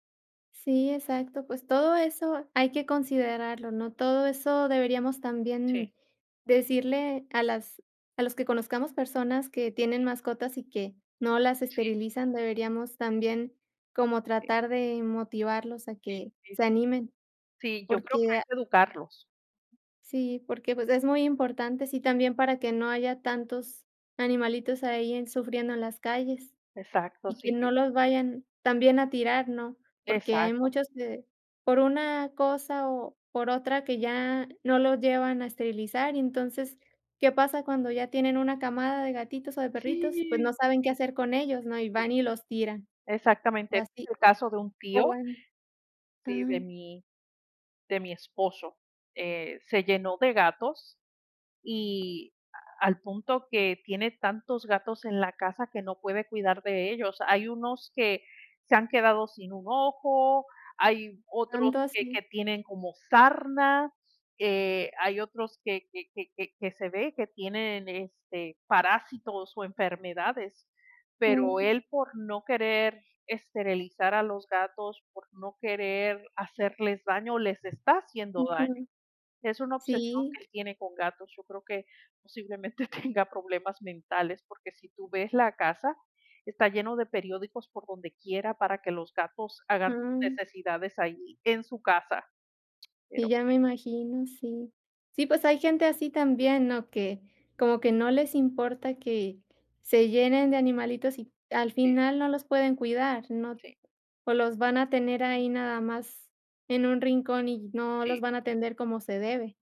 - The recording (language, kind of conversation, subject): Spanish, unstructured, ¿Debería ser obligatorio esterilizar a los perros y gatos?
- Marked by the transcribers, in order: other background noise; drawn out: "Sí"; other noise; "esterilizar" said as "esterelizar"; chuckle